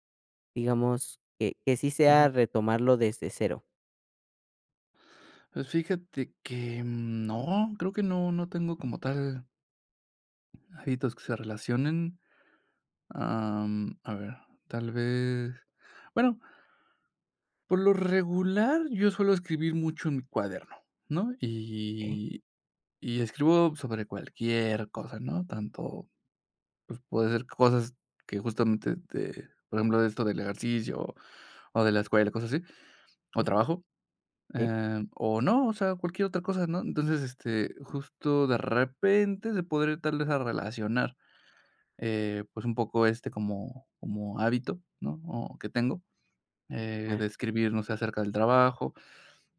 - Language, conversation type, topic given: Spanish, advice, ¿Cómo puedo mantener la motivación a largo plazo cuando me canso?
- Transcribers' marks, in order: none